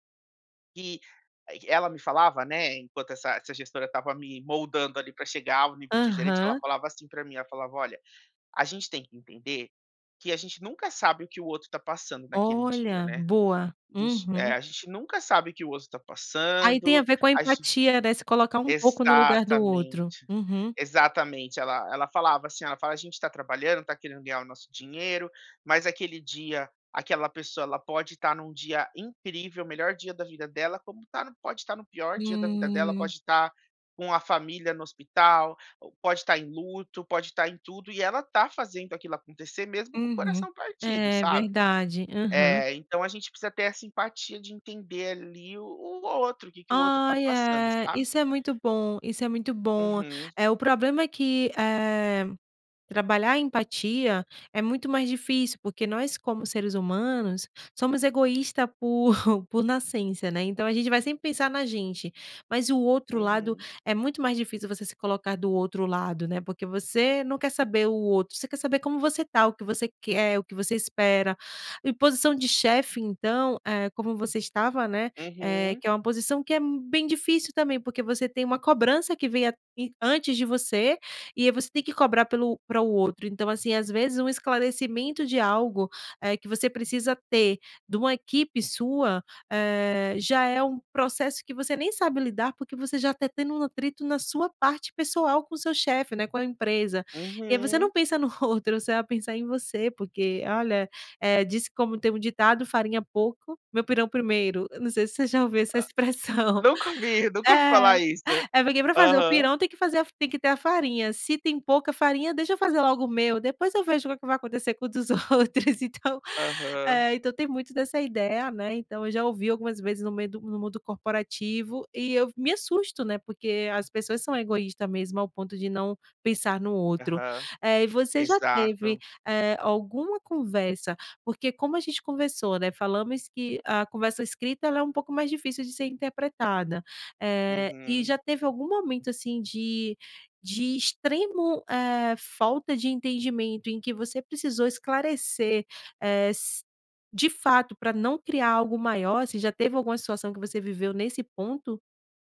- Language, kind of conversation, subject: Portuguese, podcast, Como pedir esclarecimentos sem criar atrito?
- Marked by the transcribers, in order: tapping; chuckle; "tá" said as "té"; other noise; laughing while speaking: "expressão"; laughing while speaking: "outros"